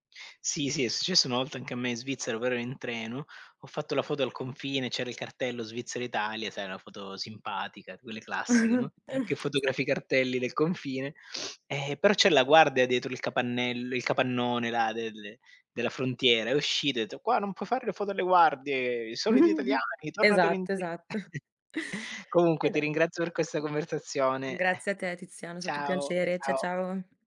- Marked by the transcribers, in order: chuckle; other background noise; sniff; put-on voice: "Qua non puoi fare le … italiani tornatelo indietro"; chuckle; other noise; chuckle
- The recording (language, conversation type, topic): Italian, unstructured, Che cosa ti fa arrabbiare negli aeroporti affollati?